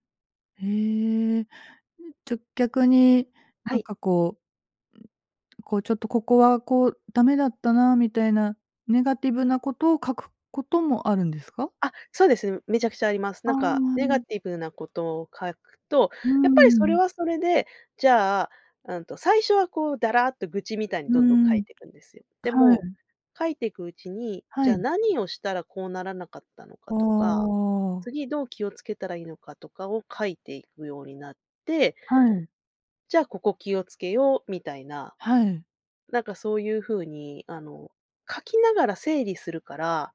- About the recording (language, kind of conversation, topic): Japanese, podcast, 自分を変えた習慣は何ですか？
- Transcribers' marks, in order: other noise; other background noise